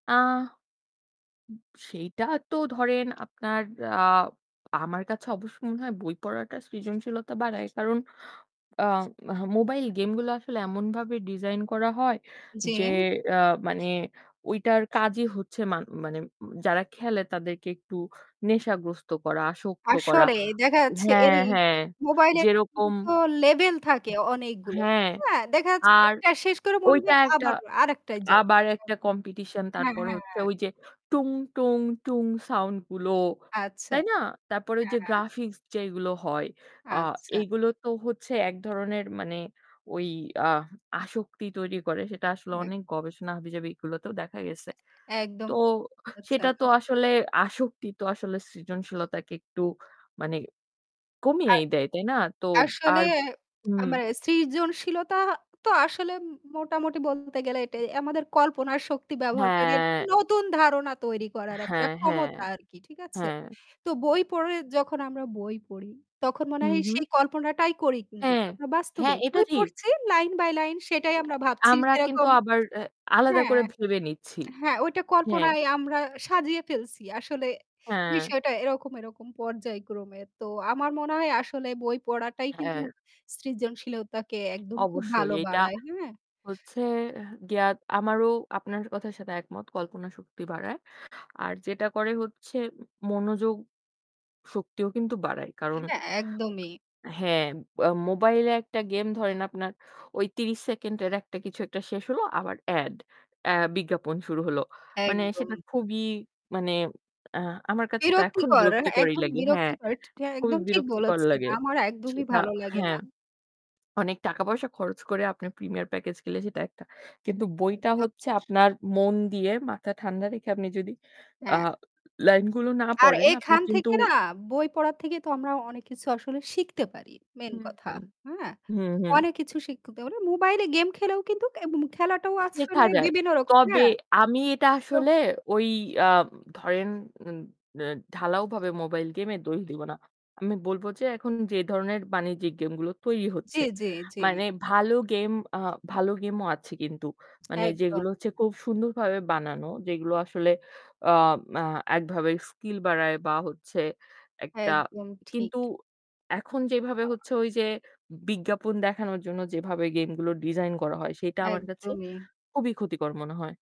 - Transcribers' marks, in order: other background noise; static; distorted speech; unintelligible speech; drawn out: "হ্যাঁ"; other noise; tapping; mechanical hum; unintelligible speech; "আসলে" said as "আছলে"; unintelligible speech
- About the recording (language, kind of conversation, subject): Bengali, unstructured, মোবাইলে গেম খেলা আর বই পড়া—এর মধ্যে কোনটি আপনার বেশি ভালো লাগে?